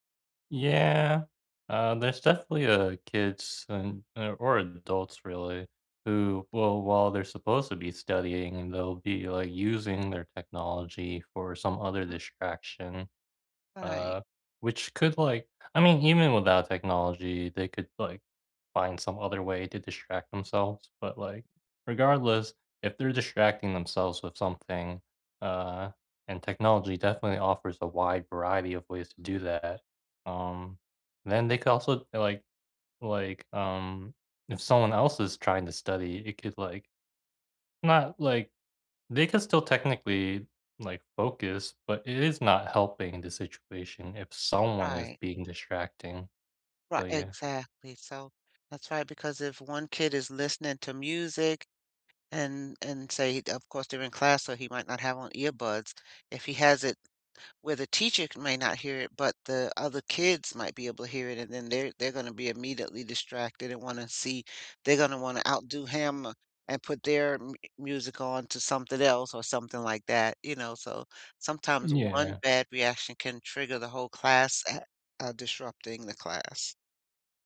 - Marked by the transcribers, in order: other noise; tapping; unintelligible speech; other background noise
- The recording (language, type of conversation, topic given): English, unstructured, Can technology help education more than it hurts it?
- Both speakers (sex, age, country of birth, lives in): female, 60-64, United States, United States; male, 25-29, United States, United States